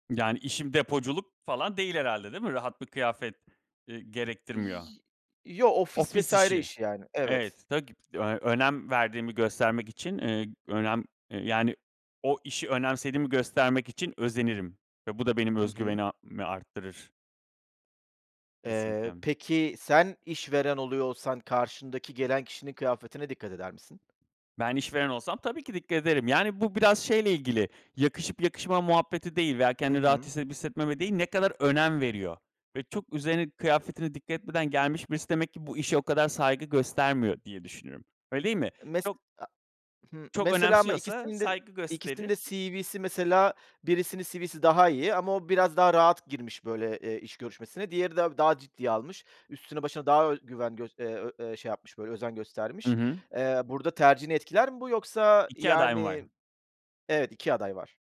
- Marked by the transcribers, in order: other background noise; unintelligible speech
- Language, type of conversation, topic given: Turkish, podcast, Kıyafetler özgüvenini nasıl etkiler sence?